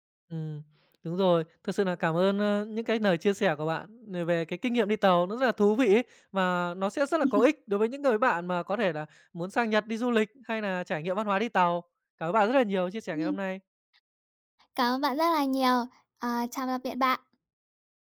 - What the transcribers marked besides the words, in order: "lời" said as "nời"; laugh; tapping
- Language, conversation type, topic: Vietnamese, podcast, Bạn có thể kể về một lần bạn bất ngờ trước văn hóa địa phương không?